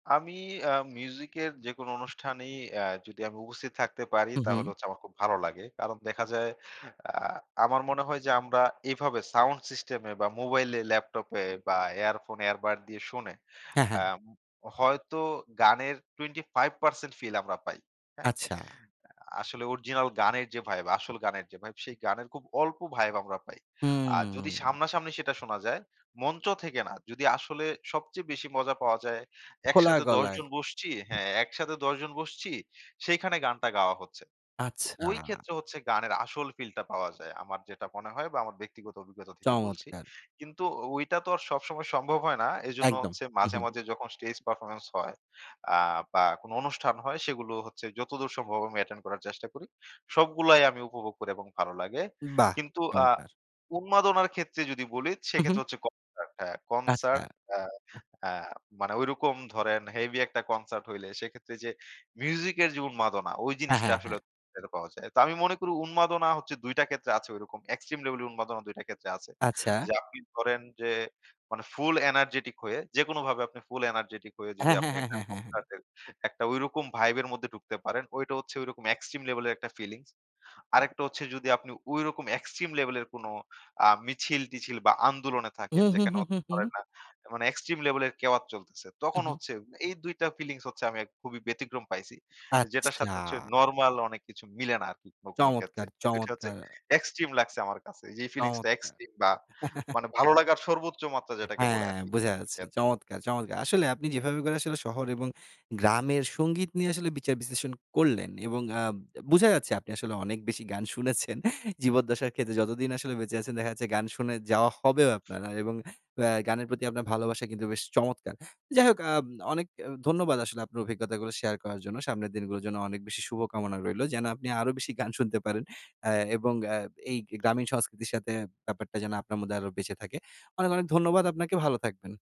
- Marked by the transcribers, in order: in English: "সাউন্ড সিস্টেম"; in English: "স্টেজ পারফরম্যান্স"; in English: "অ্যাটেন্ড"; in English: "ফুল এনার্জেটিক"; in English: "ফুল এনার্জেটিক"; in English: "ফিলিংস"; chuckle; unintelligible speech; laughing while speaking: "গান শুনেছেন"; laughing while speaking: "গান শুনতে পারেন"
- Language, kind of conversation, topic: Bengali, podcast, শহর ও গ্রামের সঙ্গীত সংস্কৃতি আপনার সঙ্গীতপছন্দে কী পরিবর্তন এনেছে?